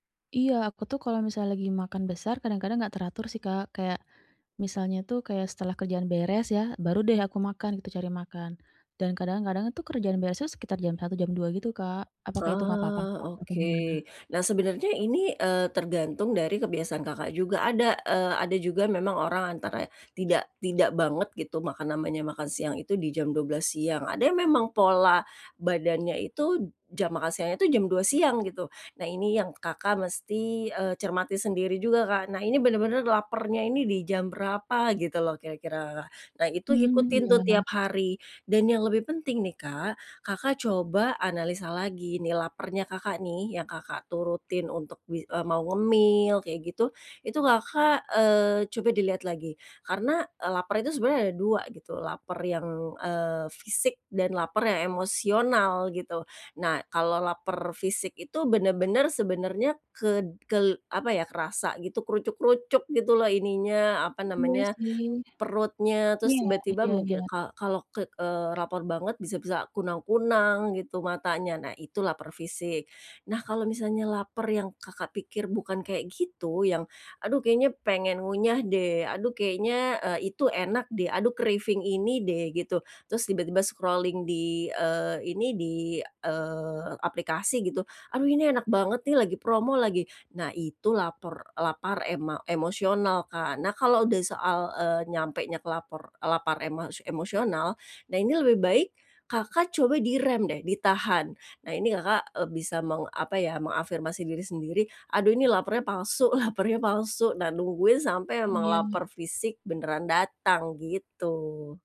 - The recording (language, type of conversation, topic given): Indonesian, advice, Bagaimana saya bisa menata pola makan untuk mengurangi kecemasan?
- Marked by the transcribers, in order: tapping; in English: "craving"; in English: "scrolling"